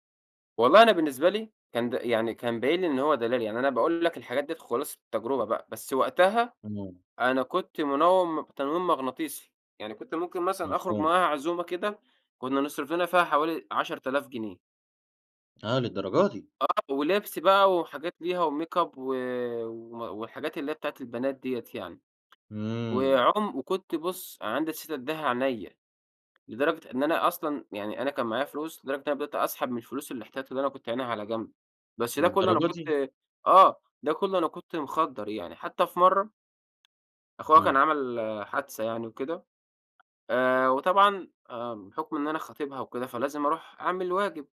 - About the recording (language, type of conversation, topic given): Arabic, podcast, إزاي تقدر تبتدي صفحة جديدة بعد تجربة اجتماعية وجعتك؟
- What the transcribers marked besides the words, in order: in English: "وميك أب"; tapping